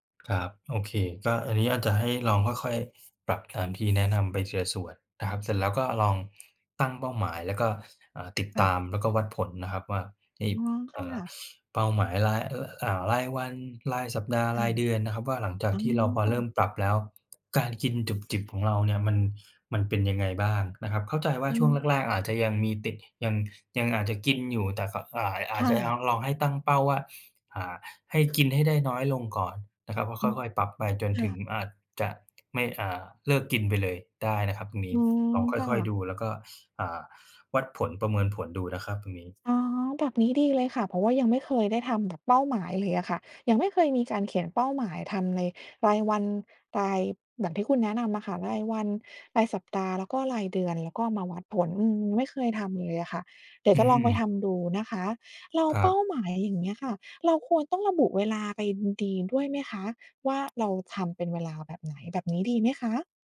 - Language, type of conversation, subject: Thai, advice, คุณมีวิธีจัดการกับการกินไม่เป็นเวลาและการกินจุบจิบตลอดวันอย่างไร?
- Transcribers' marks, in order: other background noise; tapping